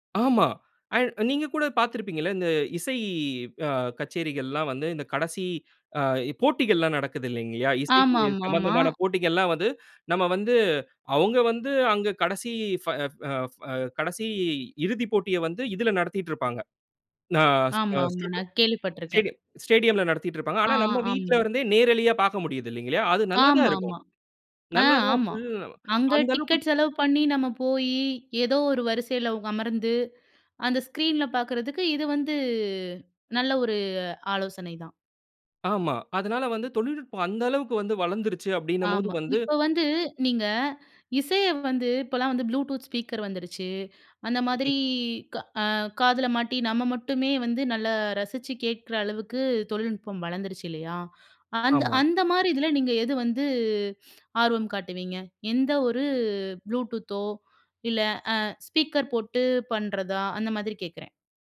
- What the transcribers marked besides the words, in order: other noise; inhale; unintelligible speech; inhale; inhale; inhale; other background noise; inhale
- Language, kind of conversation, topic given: Tamil, podcast, தொழில்நுட்பம் உங்கள் இசை ஆர்வத்தை எவ்வாறு மாற்றியுள்ளது?